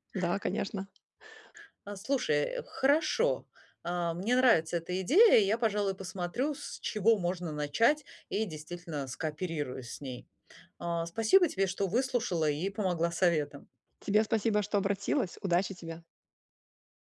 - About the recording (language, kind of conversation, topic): Russian, advice, Как мне улучшить свою профессиональную репутацию на работе?
- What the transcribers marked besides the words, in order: other background noise; tapping